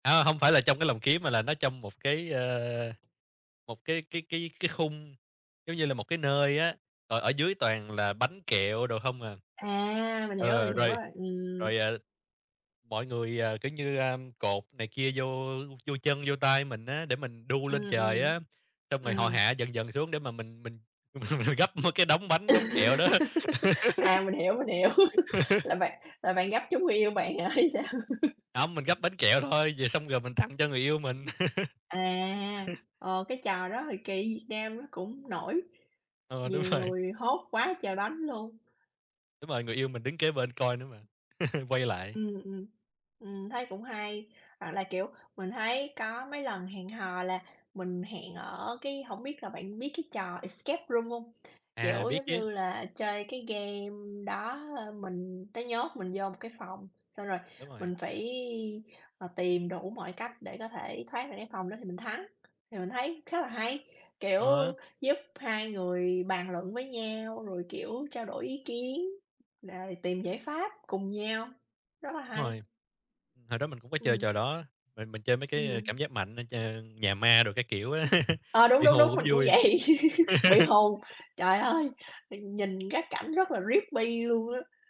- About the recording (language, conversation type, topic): Vietnamese, unstructured, Bạn cảm thấy thế nào khi người yêu bất ngờ tổ chức một buổi hẹn hò lãng mạn?
- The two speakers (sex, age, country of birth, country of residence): female, 35-39, Vietnam, United States; male, 30-34, Vietnam, Vietnam
- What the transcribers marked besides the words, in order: other background noise; laugh; laughing while speaking: "mình mình gắp"; laughing while speaking: "hiểu"; laughing while speaking: "đó"; laugh; laughing while speaking: "hay sao?"; laugh; laughing while speaking: "rồi"; chuckle; in English: "Escape Room"; tapping; laughing while speaking: "á"; laughing while speaking: "vậy"; chuckle; in English: "creepy"